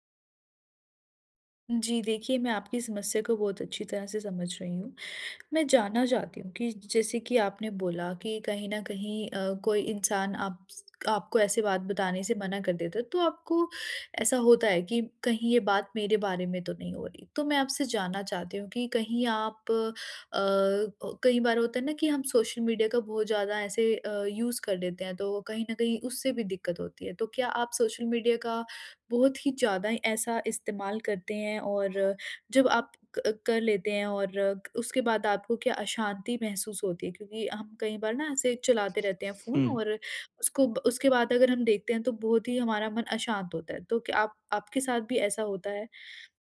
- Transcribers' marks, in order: in English: "यूज़"
- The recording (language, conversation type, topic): Hindi, advice, मैं ‘छूट जाने के डर’ (FOMO) के दबाव में रहते हुए अपनी सीमाएँ तय करना कैसे सीखूँ?